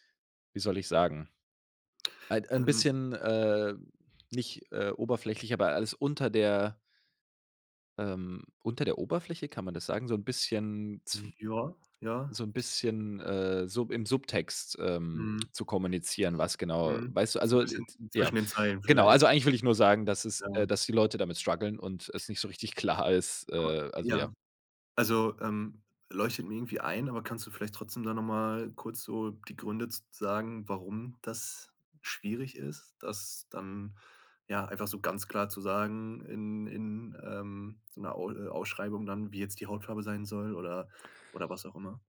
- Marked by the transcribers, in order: other background noise; in English: "strugglen"
- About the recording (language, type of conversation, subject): German, podcast, Was bedeutet für dich gute Repräsentation in den Medien?